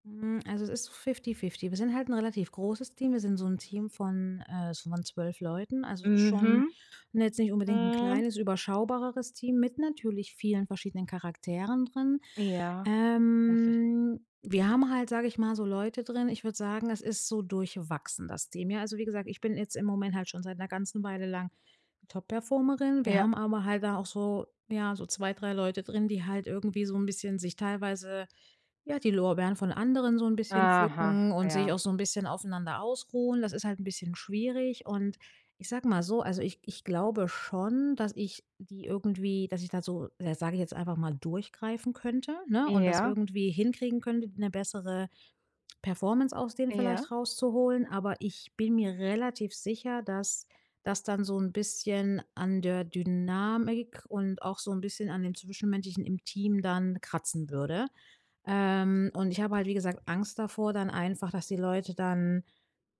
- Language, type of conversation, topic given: German, advice, Wie hält dich die Angst vor dem Versagen davon ab, neue Chancen zu ergreifen?
- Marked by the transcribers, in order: drawn out: "Ähm"